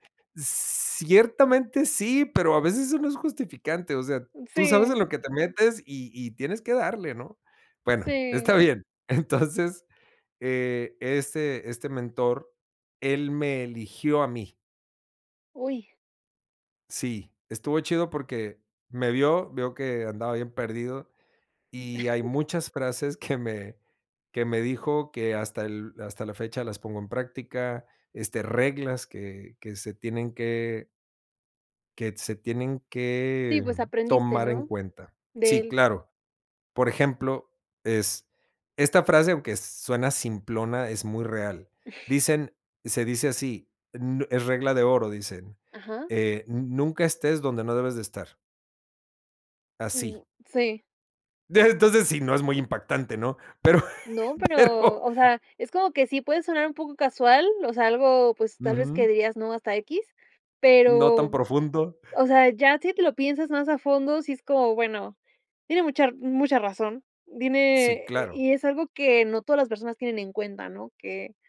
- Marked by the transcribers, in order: laughing while speaking: "Entonces"; laugh; laughing while speaking: "que me"; laughing while speaking: "Dime entonces"; laugh
- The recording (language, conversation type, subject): Spanish, podcast, ¿Qué esperas de un buen mentor?
- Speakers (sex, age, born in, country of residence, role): female, 25-29, Mexico, Mexico, host; male, 40-44, Mexico, Mexico, guest